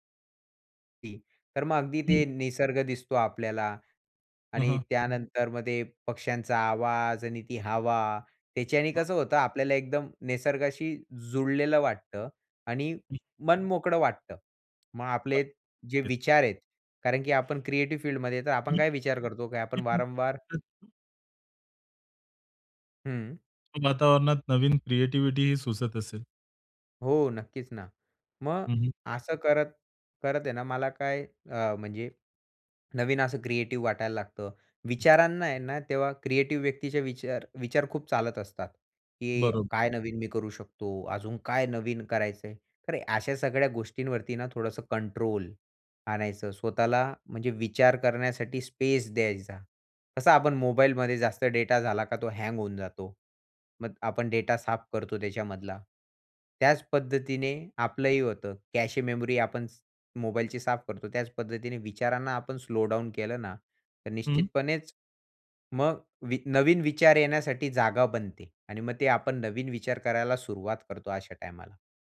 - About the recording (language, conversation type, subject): Marathi, podcast, सर्जनशील अडथळा आला तर तुम्ही सुरुवात कशी करता?
- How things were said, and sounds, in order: other background noise; tapping; unintelligible speech; in English: "क्रिएटिव्ह फील्डमध्ये"; unintelligible speech; in English: "क्रीएटिविटिही"; in English: "क्रिएटिव्ह"; in English: "क्रिएटिव्ह"; in English: "कंट्रोल"; in English: "स्पेस"; in English: "हँग"; in English: "कॅशे मेमोरी"; in English: "स्लो डाउन"